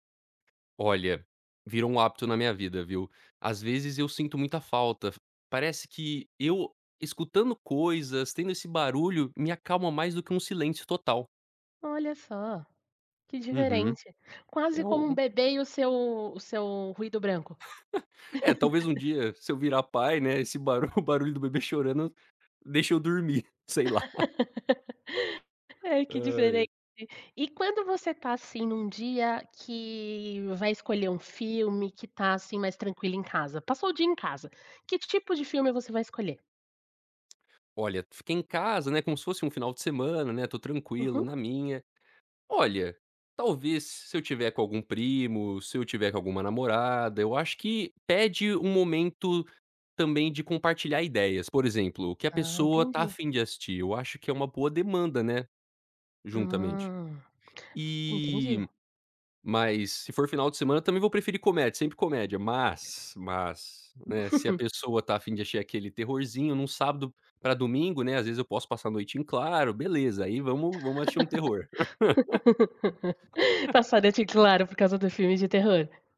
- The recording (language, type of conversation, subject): Portuguese, podcast, Como você escolhe o que assistir numa noite livre?
- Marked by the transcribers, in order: tapping; giggle; laugh; "chorando" said as "chorano"; laugh; giggle; giggle; laugh; laugh